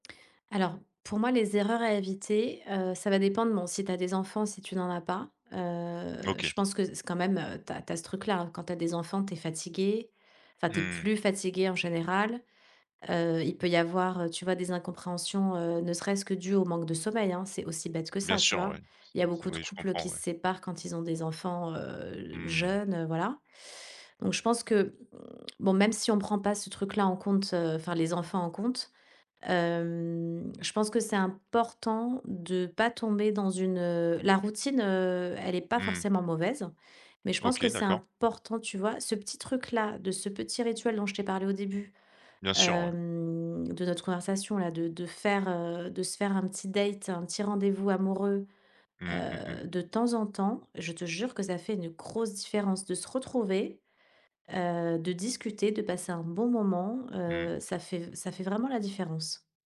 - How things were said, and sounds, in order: drawn out: "hem"; drawn out: "hem"; stressed: "grosse"
- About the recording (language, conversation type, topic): French, podcast, Comment garder la flamme au fil des années ?